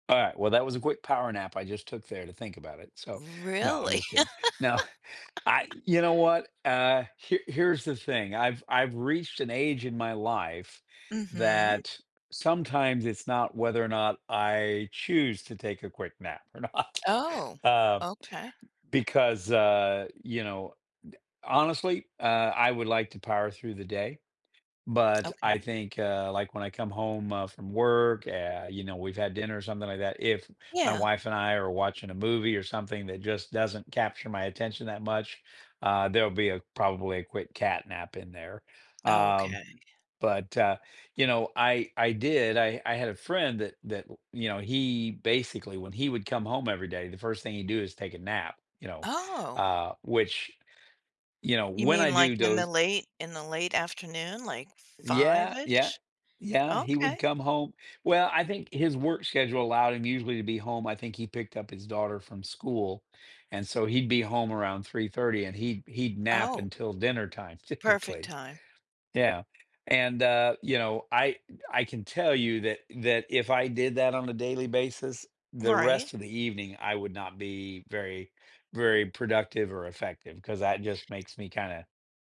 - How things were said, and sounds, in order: laugh; chuckle; other background noise; laughing while speaking: "or not"; laughing while speaking: "typically"
- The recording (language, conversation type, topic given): English, unstructured, How do you decide when to rest versus pushing through tiredness during a busy day?
- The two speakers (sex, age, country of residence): female, 65-69, United States; male, 60-64, United States